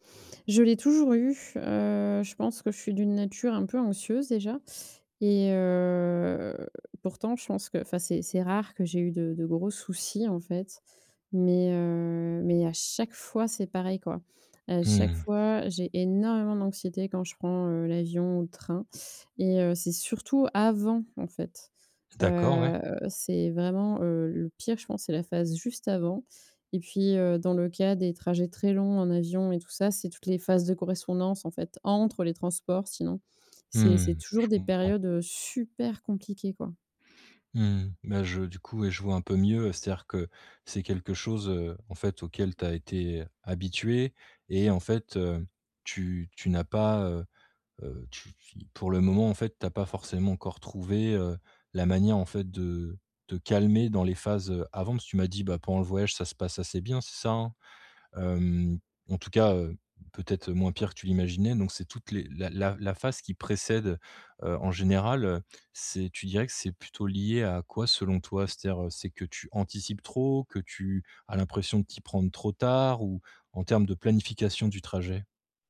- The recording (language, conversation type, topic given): French, advice, Comment réduire mon anxiété lorsque je me déplace pour des vacances ou des sorties ?
- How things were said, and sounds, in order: drawn out: "Heu"; drawn out: "heu"; drawn out: "heu"; stressed: "à chaque fois"; stressed: "énormément"; other background noise; teeth sucking; stressed: "avant"; drawn out: "Heu"; stressed: "entre"; stressed: "super"; tapping; stressed: "calmer"